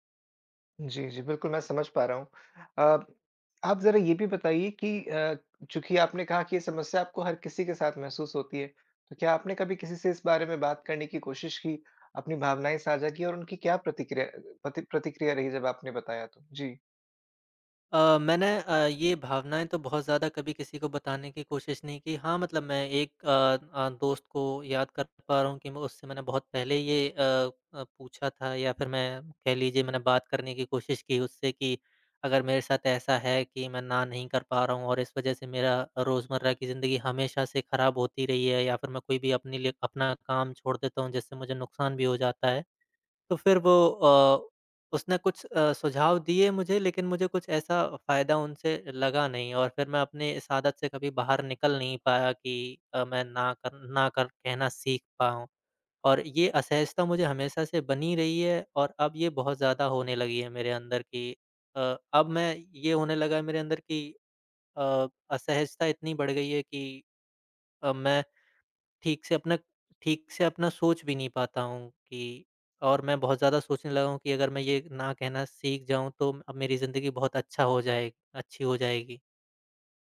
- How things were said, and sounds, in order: tapping; other background noise
- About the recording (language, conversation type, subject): Hindi, advice, आप अपनी सीमाएँ तय करने और किसी को ‘न’ कहने में असहज क्यों महसूस करते हैं?